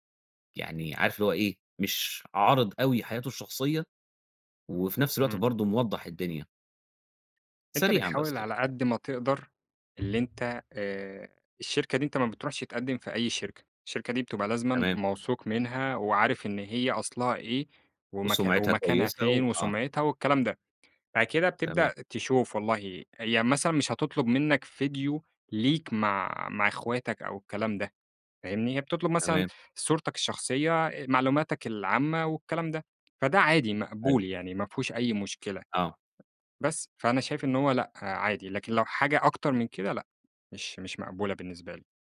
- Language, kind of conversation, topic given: Arabic, podcast, إزاي بتحافظ على خصوصيتك على السوشيال ميديا؟
- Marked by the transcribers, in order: tapping